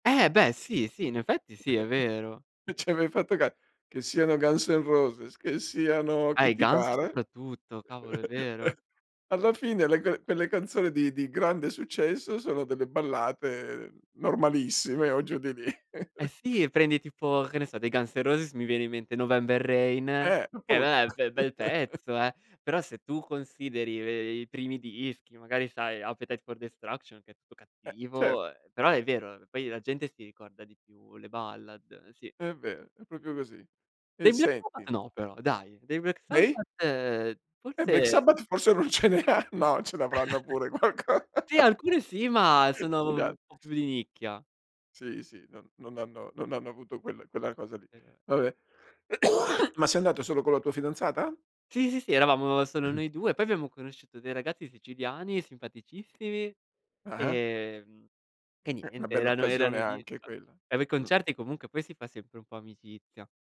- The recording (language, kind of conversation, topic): Italian, podcast, Ti va di raccontarmi di un concerto che ti ha cambiato?
- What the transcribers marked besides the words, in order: chuckle; laughing while speaking: "Non c'hai"; chuckle; chuckle; chuckle; in English: "ballad"; "proprio" said as "propio"; laughing while speaking: "non ce ne han"; chuckle; laughing while speaking: "qualco"; chuckle; cough; throat clearing; other noise